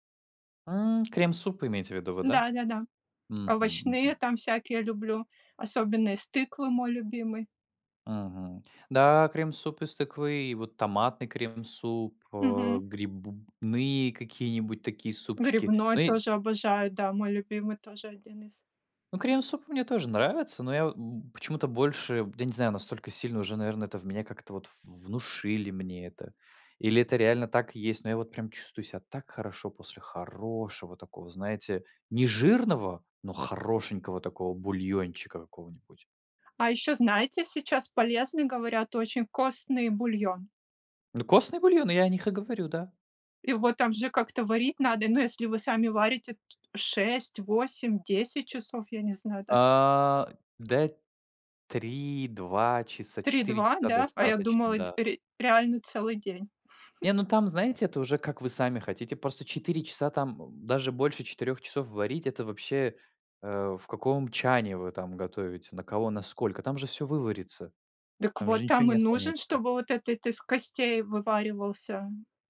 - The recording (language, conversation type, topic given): Russian, unstructured, Как ты убеждаешь близких питаться более полезной пищей?
- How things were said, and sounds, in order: tapping; other background noise; chuckle